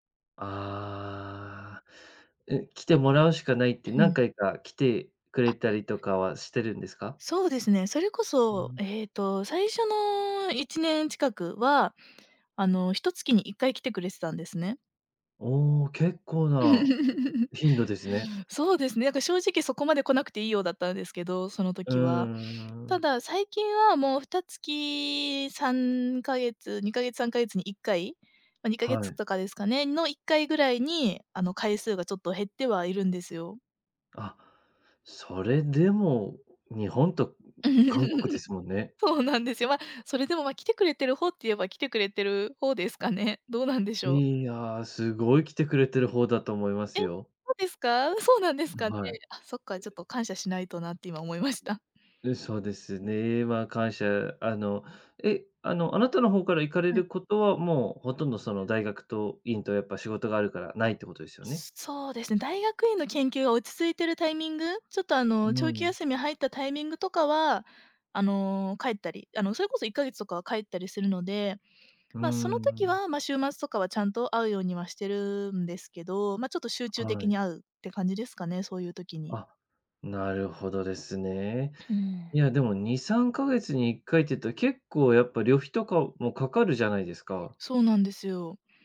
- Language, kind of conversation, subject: Japanese, advice, 長距離恋愛で不安や孤独を感じるとき、どうすれば気持ちが楽になりますか？
- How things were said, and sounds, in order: drawn out: "ああ"; other background noise; chuckle; chuckle; laughing while speaking: "来てくれてる方ですかね"